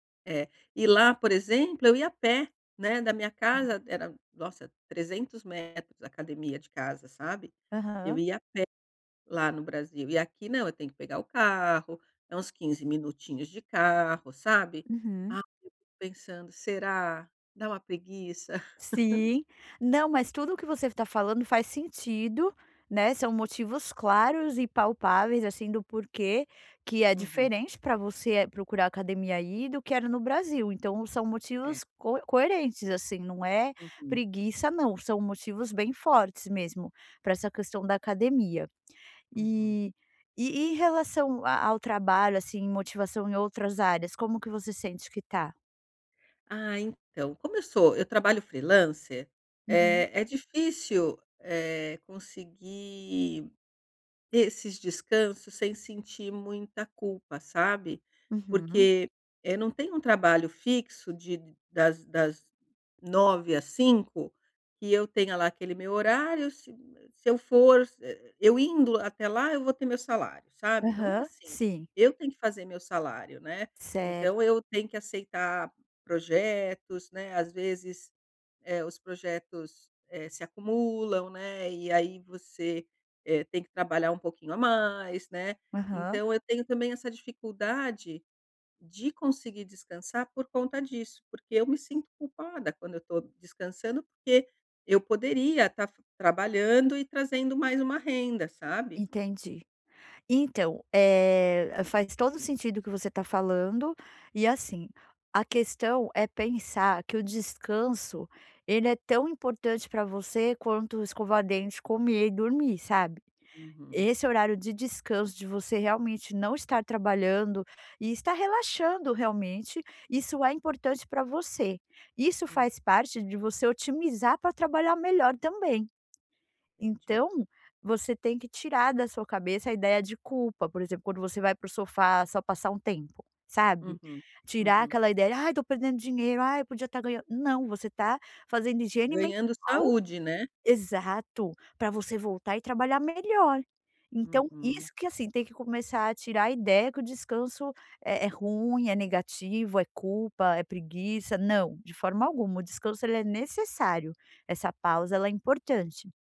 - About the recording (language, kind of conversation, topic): Portuguese, advice, Como manter a motivação sem abrir mão do descanso necessário?
- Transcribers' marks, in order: unintelligible speech; laugh